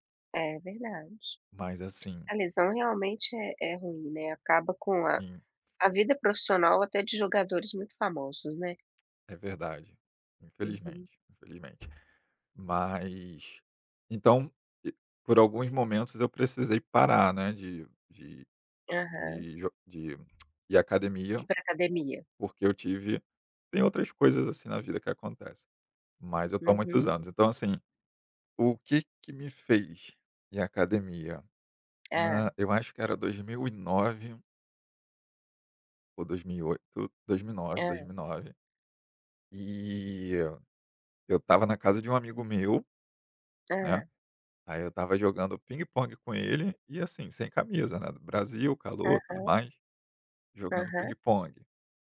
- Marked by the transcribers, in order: tapping; other background noise; tongue click
- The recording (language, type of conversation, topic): Portuguese, podcast, Qual é a história por trás do seu hobby favorito?